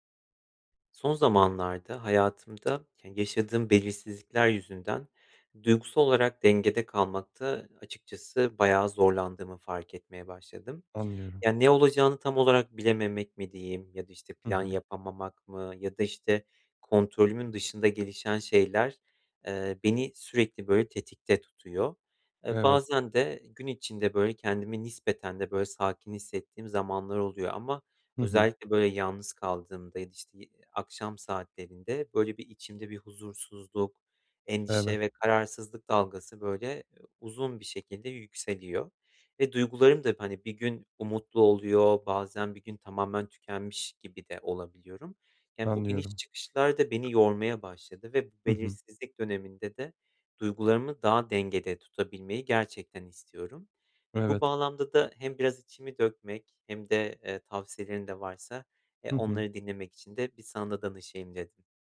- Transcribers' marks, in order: tapping; other background noise
- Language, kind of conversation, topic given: Turkish, advice, Duygusal denge ve belirsizlik